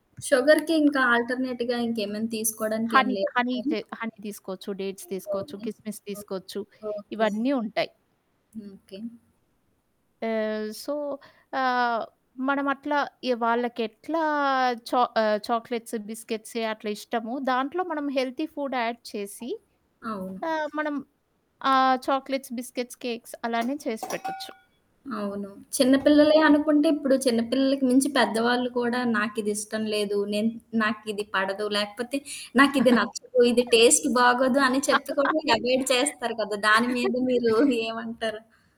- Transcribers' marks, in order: static; in English: "షుగర్‌కి"; other background noise; in English: "ఆల్టర్నేట్‌గా"; in English: "హని హనీ"; distorted speech; in English: "హనీ"; in English: "డేట్స్"; background speech; in English: "క్రిస్మిస్"; in English: "సో"; in English: "చాక్లెట్స్, బిస్కెట్స్"; in English: "హెల్తీ ఫుడ్ యాడ్"; in English: "చాక్లెట్స్, బిస్కెట్స్, కేక్స్"; chuckle; in English: "టేస్ట్"; laugh; in English: "అవాయిడ్"; chuckle
- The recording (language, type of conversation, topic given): Telugu, podcast, మంచి అల్పాహారంలో ఏమేం ఉండాలి అని మీరు అనుకుంటారు?